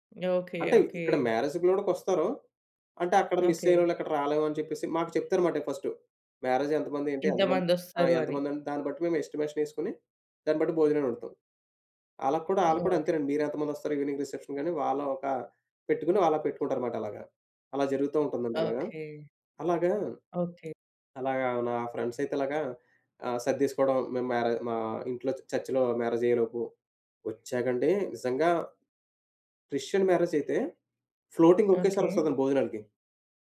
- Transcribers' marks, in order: in English: "మ్యారేజ్"; in English: "మ్యారేజ్"; other background noise; in English: "ఈవినింగ్ రిసెప్షన్"; in English: "చర్చ్‌లో మ్యారేజ్"; stressed: "వచ్చాకండీ"; in English: "క్రిస్టియన్"; in English: "ఫ్లోటింగ్"
- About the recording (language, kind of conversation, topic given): Telugu, podcast, మీరు ఏ సందర్భంలో సహాయం కోరాల్సి వచ్చిందో వివరించగలరా?